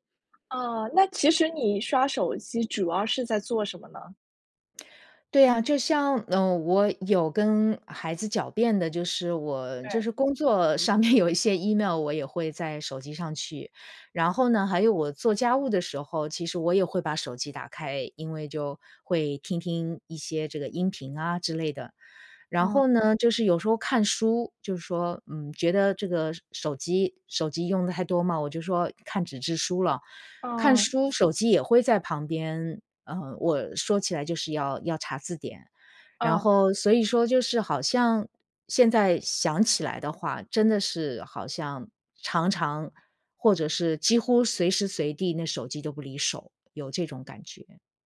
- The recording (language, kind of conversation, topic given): Chinese, advice, 你晚上刷手机导致睡眠不足的情况是怎样的？
- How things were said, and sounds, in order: other background noise; laughing while speaking: "有一些"